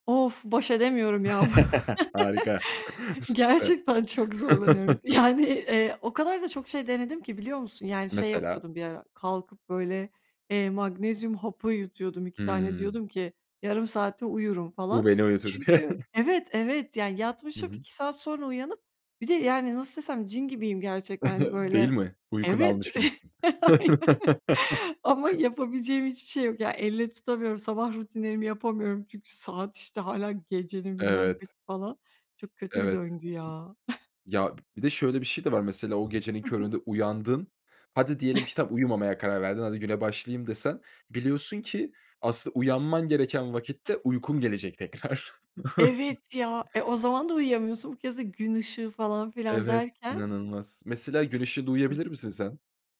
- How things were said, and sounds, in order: chuckle; chuckle; other background noise; chuckle; chuckle; laughing while speaking: "Aynen"; chuckle; chuckle; chuckle; chuckle
- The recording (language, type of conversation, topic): Turkish, podcast, Gece uyanıp tekrar uyuyamadığında bununla nasıl başa çıkıyorsun?